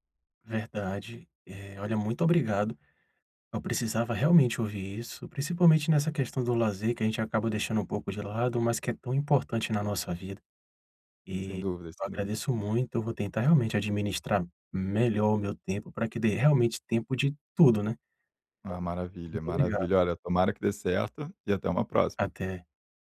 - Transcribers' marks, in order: none
- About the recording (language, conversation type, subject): Portuguese, advice, Como posso estabelecer limites entre o trabalho e a vida pessoal?